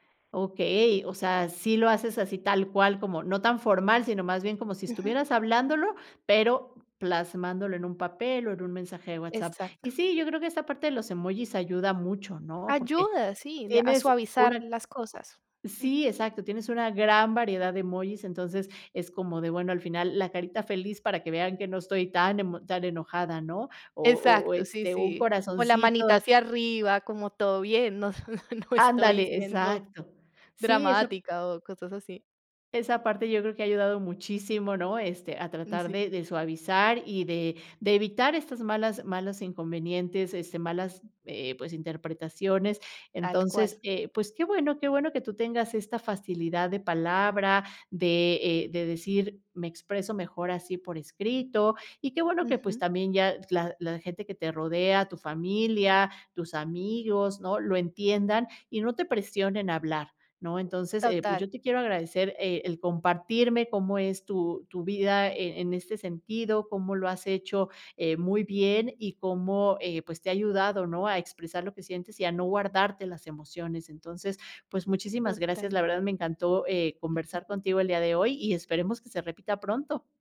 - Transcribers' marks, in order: other background noise; tapping; laughing while speaking: "No, no estoy"; chuckle
- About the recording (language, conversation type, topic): Spanish, podcast, ¿Te resulta más fácil compartir tus emociones en línea o en persona?